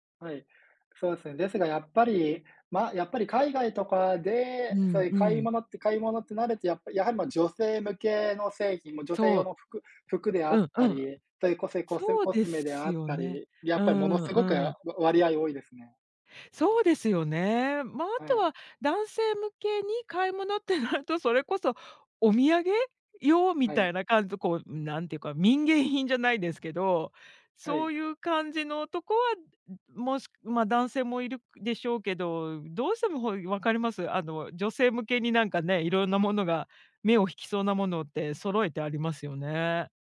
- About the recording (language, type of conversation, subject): Japanese, unstructured, 旅行に行くとき、何を一番楽しみにしていますか？
- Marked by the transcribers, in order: tapping; laughing while speaking: "ってなると"